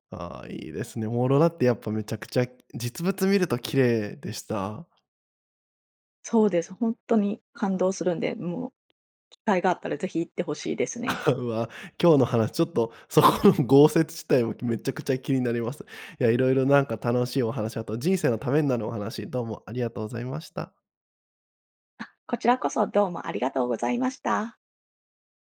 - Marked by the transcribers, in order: chuckle; laughing while speaking: "そこの豪雪地帯も"
- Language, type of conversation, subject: Japanese, podcast, ひとり旅で一番忘れられない体験は何でしたか？